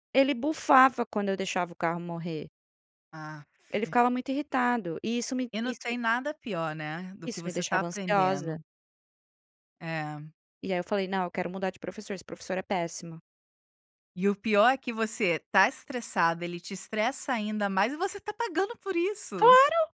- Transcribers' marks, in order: none
- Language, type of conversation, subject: Portuguese, podcast, Como a internet mudou seu jeito de aprender?